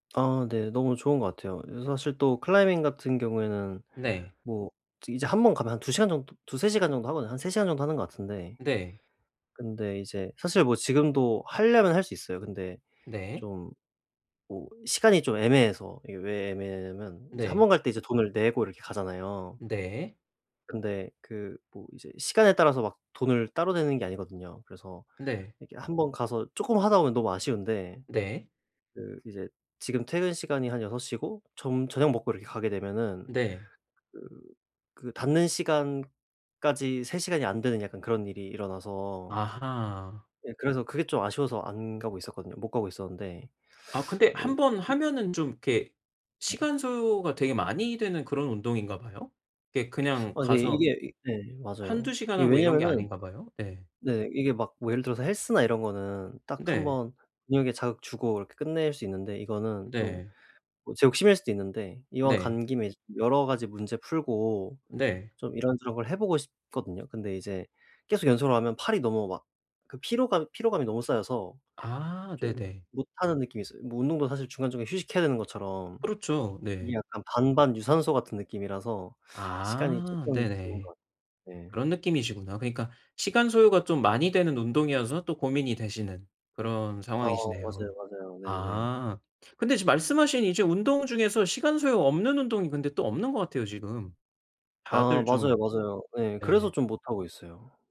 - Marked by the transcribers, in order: tapping; teeth sucking; teeth sucking; other background noise; teeth sucking
- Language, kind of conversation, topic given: Korean, advice, 취미와 책임을 어떻게 균형 있게 유지할 수 있을까요?